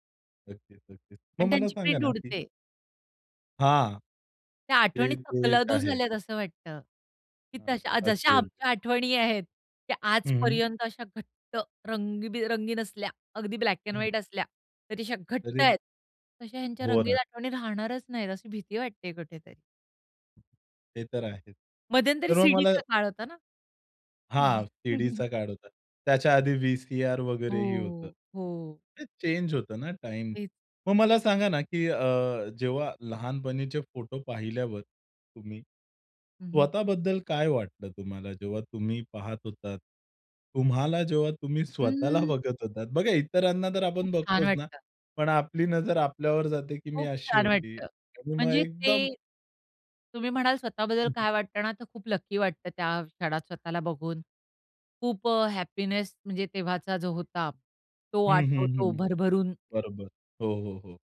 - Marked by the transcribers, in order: tapping; other background noise; chuckle; in English: "चेंज"; laughing while speaking: "स्वतःला बघत होतात"
- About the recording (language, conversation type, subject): Marathi, podcast, घरचे जुने फोटो अल्बम पाहिल्यावर तुम्हाला काय वाटते?